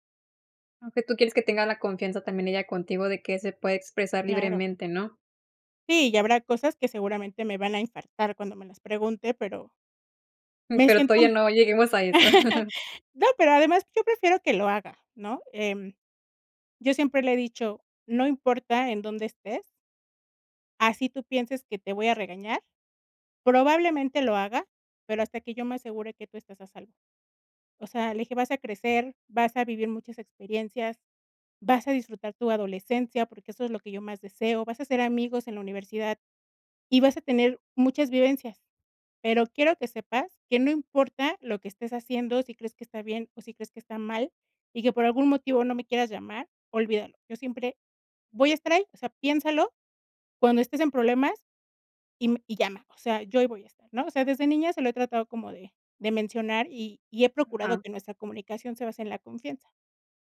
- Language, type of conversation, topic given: Spanish, podcast, ¿Cómo describirías una buena comunicación familiar?
- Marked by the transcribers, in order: other noise; chuckle